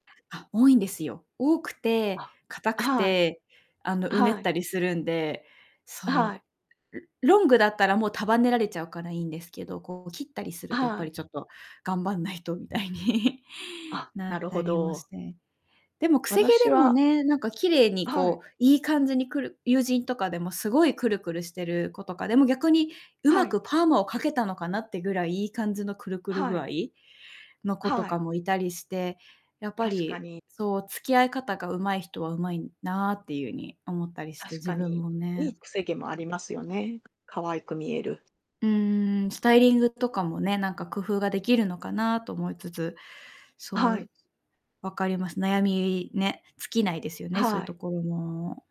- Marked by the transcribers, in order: distorted speech; laughing while speaking: "頑張んないとみたいに"; static; in English: "スタイリング"
- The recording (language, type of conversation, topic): Japanese, unstructured, 自分を変えたいと思ったことはありますか？